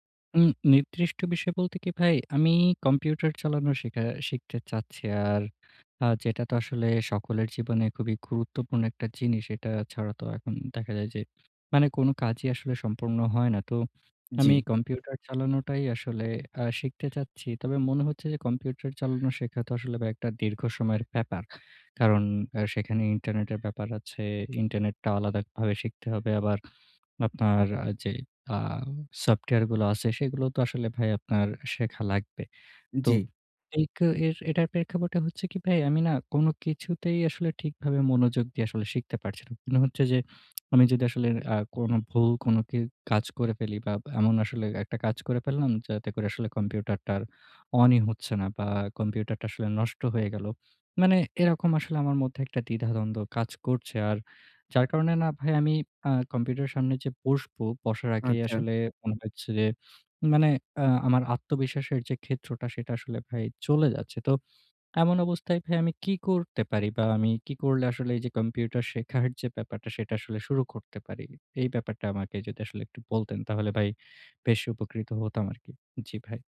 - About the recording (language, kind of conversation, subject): Bengali, advice, ভয় ও সন্দেহ কাটিয়ে কীভাবে আমি আমার আগ্রহগুলো অনুসরণ করতে পারি?
- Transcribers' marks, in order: lip smack